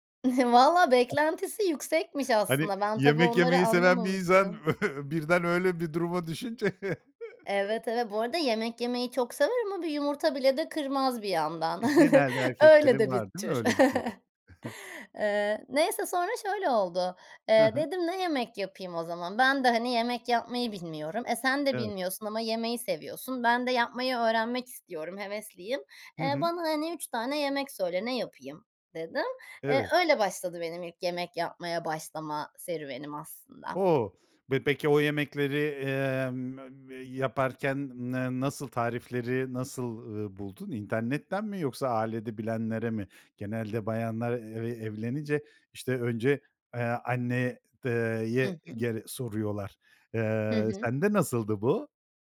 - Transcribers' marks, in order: chuckle; giggle; joyful: "Hani, yemek yemeyi seven bir insan birden öyle bir duruma düşünce"; chuckle; other background noise; chuckle; chuckle
- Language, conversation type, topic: Turkish, podcast, Yemek yapmayı bir hobi olarak görüyor musun ve en sevdiğin yemek hangisi?